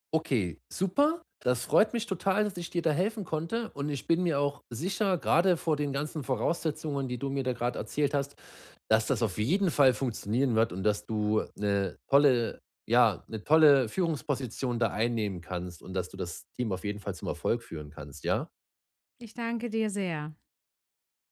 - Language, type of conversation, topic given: German, advice, Wie kann ich Aufgaben effektiv an andere delegieren?
- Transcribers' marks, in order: none